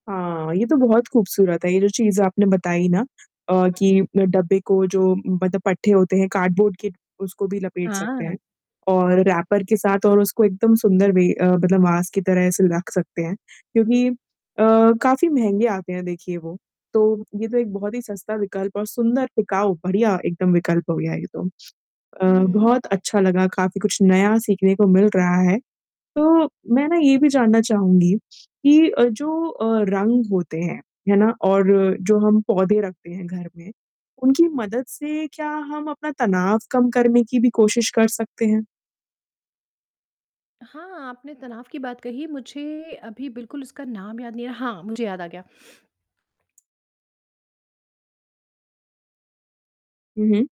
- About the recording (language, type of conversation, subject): Hindi, podcast, रंग, पौधों और रोशनी की मदद से घर को अधिक आरामदायक बनाने के सरल उपाय क्या हैं?
- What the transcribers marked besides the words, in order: static; in English: "कार्ड बोर्ड"; in English: "रैपर"; in English: "वास"; distorted speech; other background noise; tapping